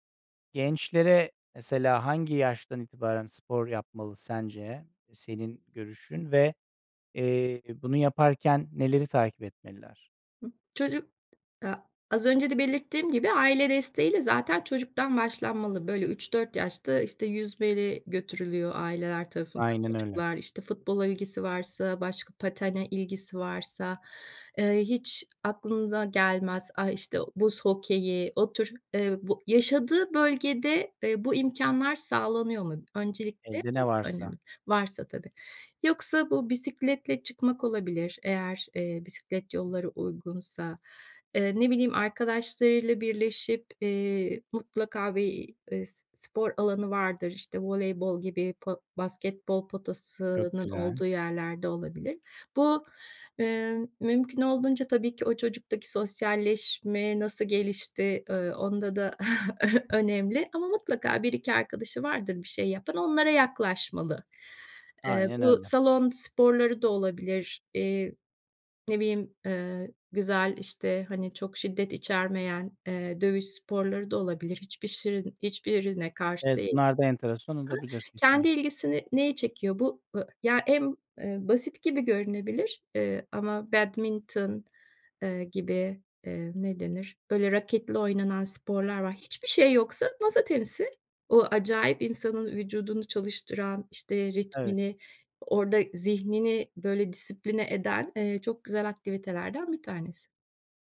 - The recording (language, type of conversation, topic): Turkish, podcast, Gençlere vermek istediğiniz en önemli öğüt nedir?
- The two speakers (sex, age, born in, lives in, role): female, 50-54, Turkey, Spain, guest; male, 40-44, Turkey, Netherlands, host
- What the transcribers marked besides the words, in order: tapping; chuckle; other background noise; unintelligible speech